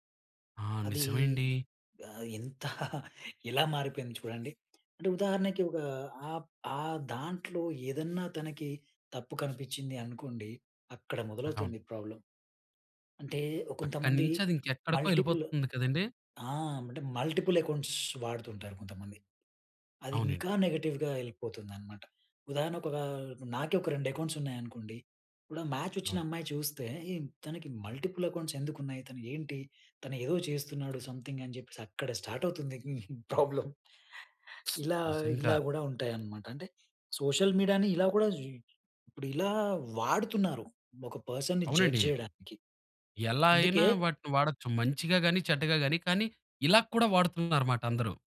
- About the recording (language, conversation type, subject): Telugu, podcast, పాత పోస్టులను తొలగించాలా లేదా దాచివేయాలా అనే విషయంలో మీ అభిప్రాయం ఏమిటి?
- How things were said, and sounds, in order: laugh; in English: "ప్రాబ్లమ్"; other background noise; in English: "మల్టిపుల్"; in English: "మల్టిపుల్ అక్కౌంట్స్"; in English: "నెగెటివ్‌గా"; in English: "అకౌంట్స్"; in English: "మ్యాచ్"; in English: "మల్టిపుల్ అకౌంట్స్"; in English: "సంథింగ్"; in English: "స్టార్ట్"; laughing while speaking: "అవుతుంది ప్రాబ్లమ్"; in English: "ప్రాబ్లమ్"; in English: "సోషల్ మీడియాని"; in English: "పర్సన్‌ని జడ్జ్"